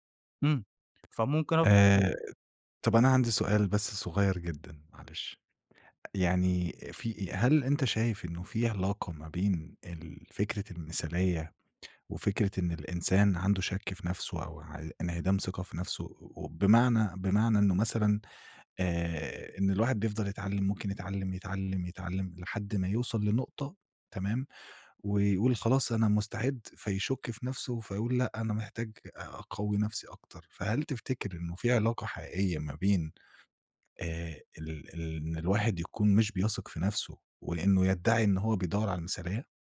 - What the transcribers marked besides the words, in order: tapping
- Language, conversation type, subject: Arabic, podcast, إزاي تتعامل مع المثالية الزيادة اللي بتعطّل الفلو؟